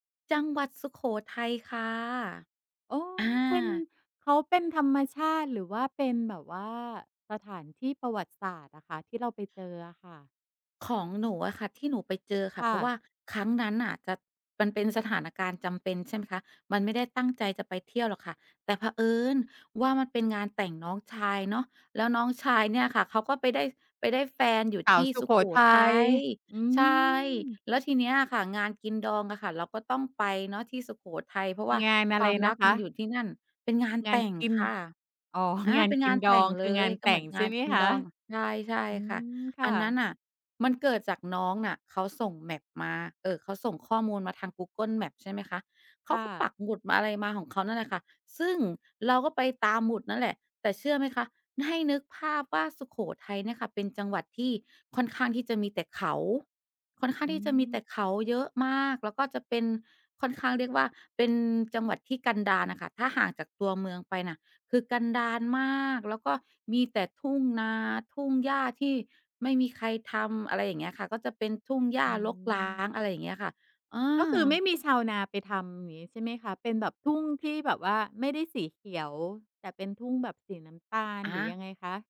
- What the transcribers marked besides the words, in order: stressed: "เผอิญ"; drawn out: "อืม"; tapping; laughing while speaking: "อ๋อ"; in English: "Map"; stressed: "มาก"
- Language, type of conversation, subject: Thai, podcast, คุณเคยหลงทางแล้วบังเอิญเจอสถานที่สวยงามไหม?